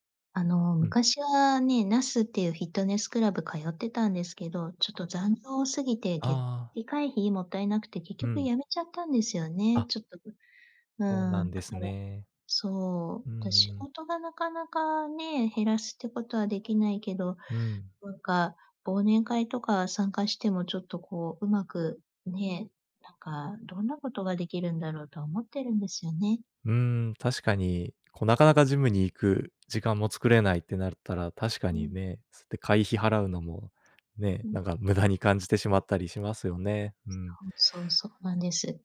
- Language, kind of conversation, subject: Japanese, advice, 健康診断の結果を受けて生活習慣を変えたいのですが、何から始めればよいですか？
- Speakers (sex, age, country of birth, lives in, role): female, 45-49, Japan, Japan, user; male, 30-34, Japan, Japan, advisor
- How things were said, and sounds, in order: none